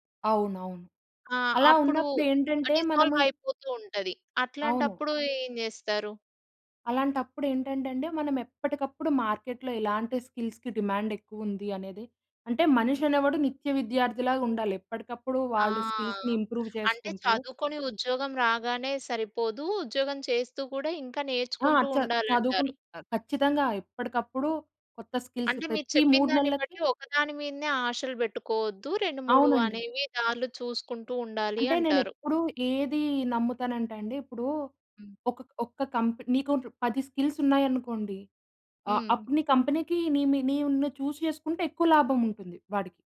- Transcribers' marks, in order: in English: "డిసాల్వ్"; in English: "మార్కెట్‌లో"; in English: "స్కిల్స్‌కి డిమాండ్"; in English: "స్కిల్స్‌ని ఇంప్రూవ్"; in English: "స్కిల్స్"; in English: "కంపెనీ"; in English: "కంపెనీకి"; in English: "చూస్"
- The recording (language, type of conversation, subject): Telugu, podcast, సుఖవంతమైన జీతం కన్నా కెరీర్‌లో వృద్ధిని ఎంచుకోవాలా అని మీరు ఎలా నిర్ణయిస్తారు?